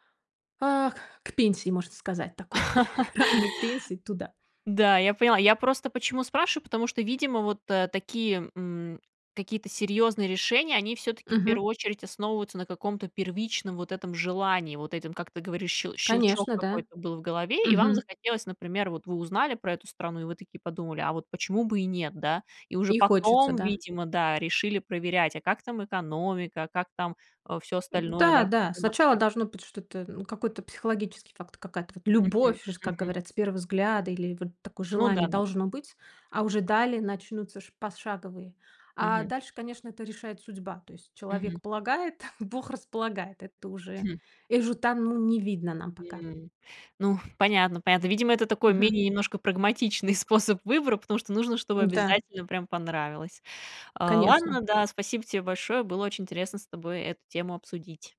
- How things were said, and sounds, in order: laugh; tapping; chuckle
- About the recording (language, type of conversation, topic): Russian, podcast, Какие простые правила помогают выбирать быстрее?